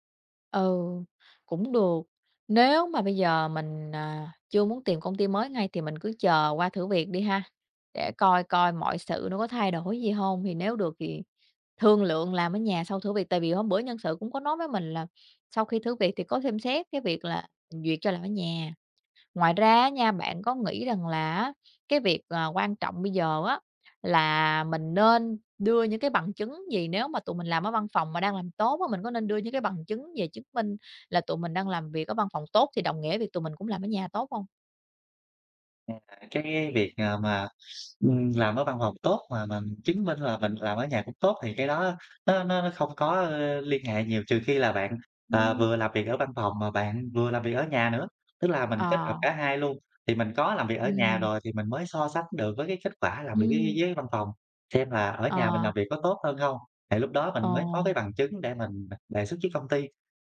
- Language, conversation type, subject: Vietnamese, advice, Làm thế nào để đàm phán các điều kiện làm việc linh hoạt?
- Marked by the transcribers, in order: tapping; other background noise